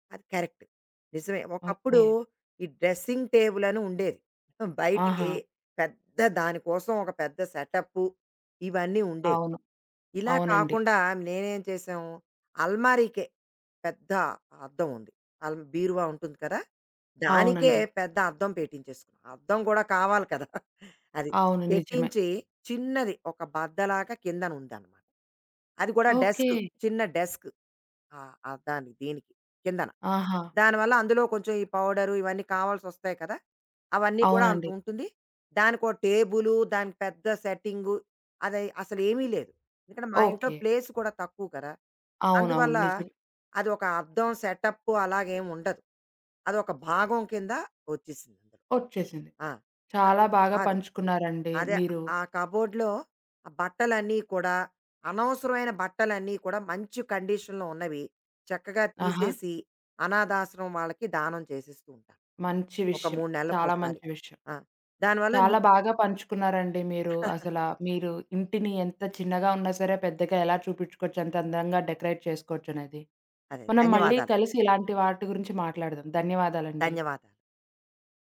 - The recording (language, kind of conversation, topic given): Telugu, podcast, ఒక చిన్న గదిని పెద్దదిగా కనిపించేలా చేయడానికి మీరు ఏ చిట్కాలు పాటిస్తారు?
- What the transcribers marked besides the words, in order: in English: "కరెక్ట్"; in English: "డ్రెసింగ్ టేబుల్"; in English: "అల్మారికే"; chuckle; other background noise; in English: "డెస్క్"; in English: "డెస్క్"; in English: "ప్లేస్"; in English: "సెటప్"; in English: "కబోర్డ్‌లో"; in English: "కండిషన్‌లో"; giggle; in English: "డెకరేట్"